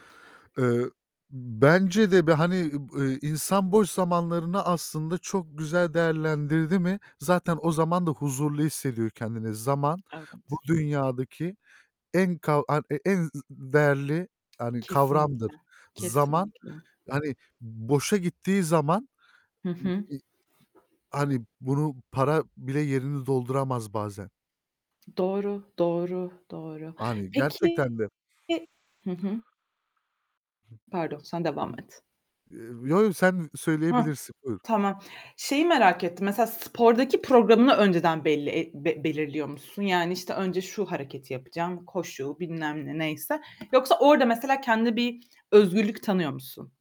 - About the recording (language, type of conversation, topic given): Turkish, unstructured, Boş zamanlarında yapmayı en çok sevdiğin şey nedir?
- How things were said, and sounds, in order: tapping; other background noise; distorted speech; static